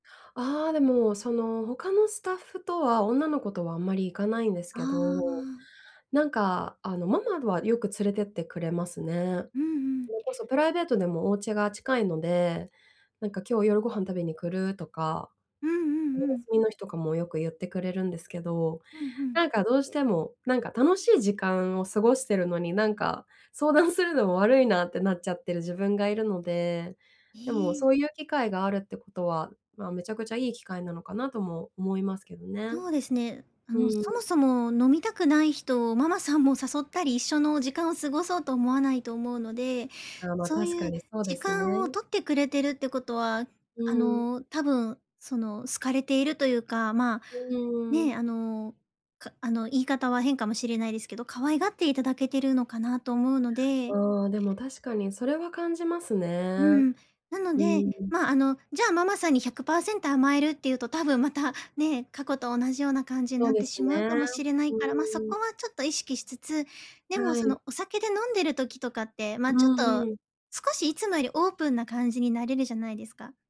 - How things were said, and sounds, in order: other background noise; other noise
- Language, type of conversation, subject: Japanese, advice, 助けを求める勇気はどうすれば育てられますか？